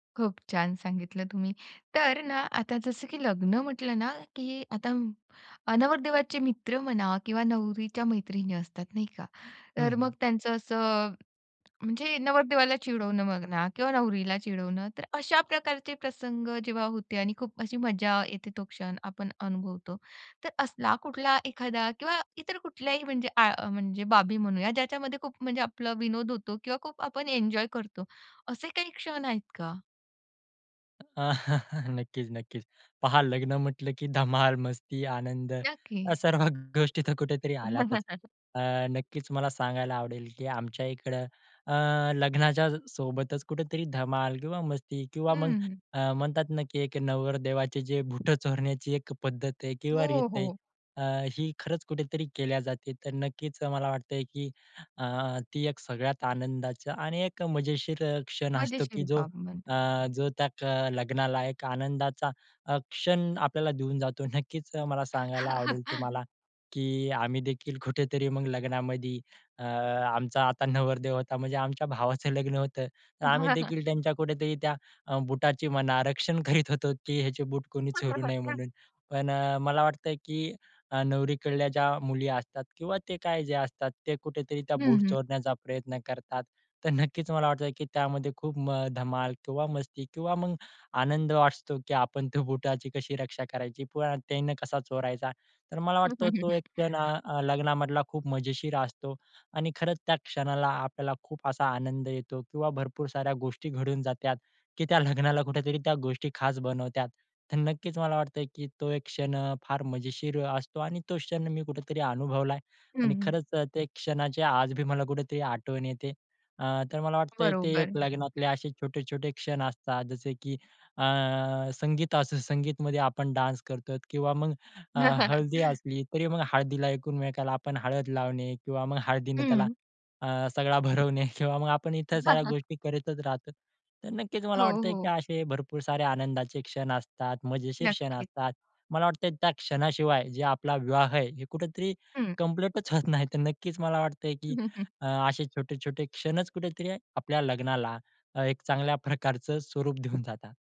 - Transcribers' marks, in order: other background noise; chuckle; laughing while speaking: "धमाल, मस्ती, आनंद या सर्व ग गोष्टी तिथे कुठेतरी आल्यातच"; laugh; laughing while speaking: "एक नवरदेवाचे जे बूट चोरण्याची"; chuckle; laughing while speaking: "रक्षण करीत होतो"; chuckle; chuckle; laughing while speaking: "नक्कीच मला वाटतं, की"; chuckle; in English: "डान्स"; chuckle; "एकमेकाला" said as "एकूनमेकाला"; chuckle; in English: "कंप्लीटच"; chuckle; tapping
- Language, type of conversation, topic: Marathi, podcast, तुमच्या कुटुंबात लग्नाची पद्धत कशी असायची?